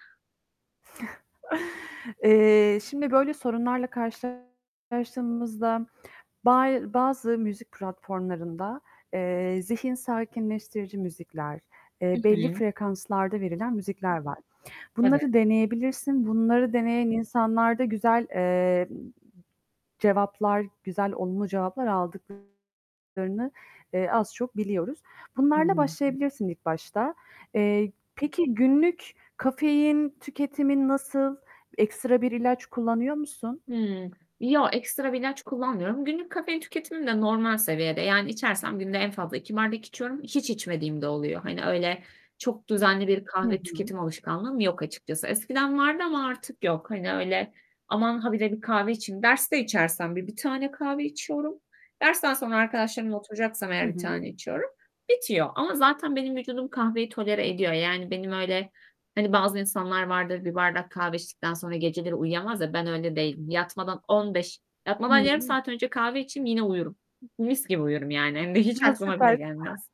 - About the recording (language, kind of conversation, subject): Turkish, advice, Gece uyuyamıyorum; zihnim sürekli dönüyor ve rahatlayamıyorum, ne yapabilirim?
- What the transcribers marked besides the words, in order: static; chuckle; distorted speech; other background noise; other noise; tapping; unintelligible speech; lip smack